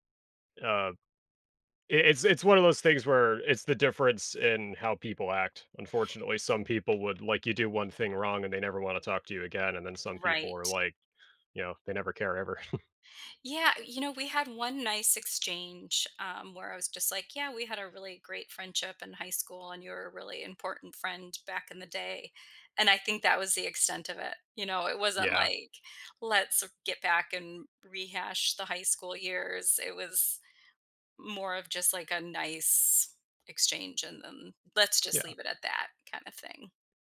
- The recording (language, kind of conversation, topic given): English, unstructured, What lost friendship do you sometimes think about?
- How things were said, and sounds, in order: tapping; chuckle